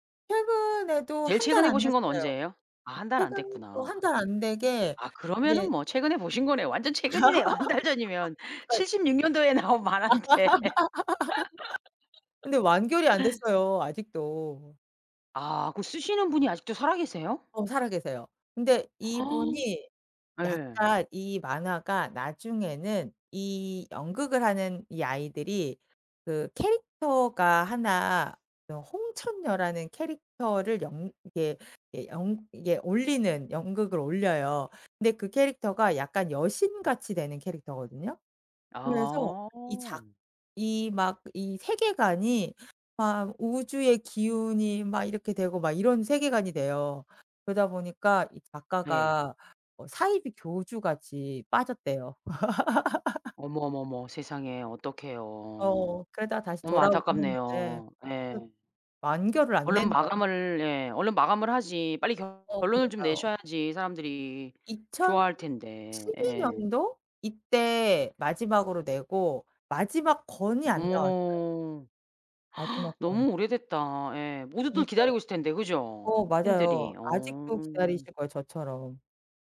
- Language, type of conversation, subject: Korean, podcast, 어릴 때 즐겨 보던 만화나 TV 프로그램은 무엇이었나요?
- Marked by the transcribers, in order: laugh; laughing while speaking: "한 달 전이면"; laugh; laughing while speaking: "나온 만화인데"; laugh; gasp; tapping; other background noise; laugh; gasp